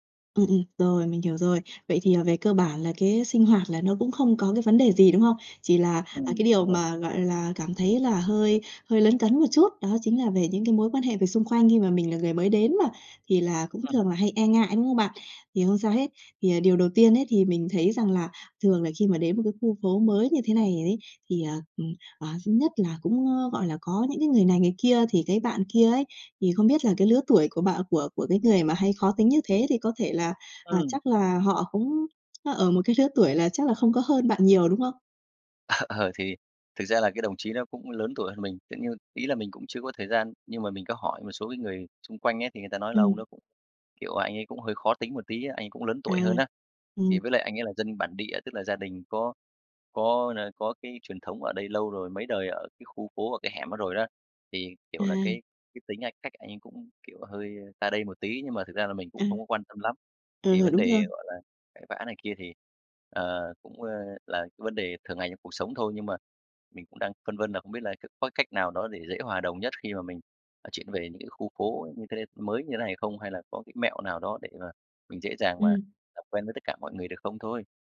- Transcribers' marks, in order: tapping; laughing while speaking: "Ờ"
- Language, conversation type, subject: Vietnamese, advice, Làm sao để thích nghi khi chuyển đến một thành phố khác mà chưa quen ai và chưa quen môi trường xung quanh?